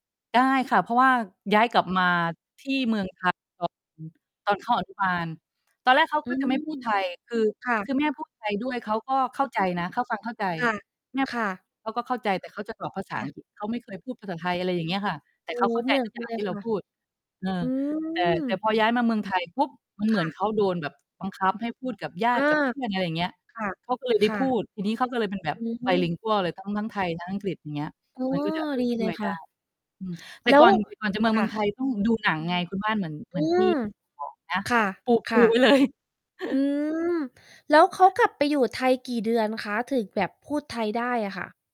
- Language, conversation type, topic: Thai, unstructured, การดูหนังร่วมกับครอบครัวมีความหมายอย่างไรสำหรับคุณ?
- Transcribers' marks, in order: distorted speech; in English: "bilingual"; mechanical hum; laughing while speaking: "เลย"; chuckle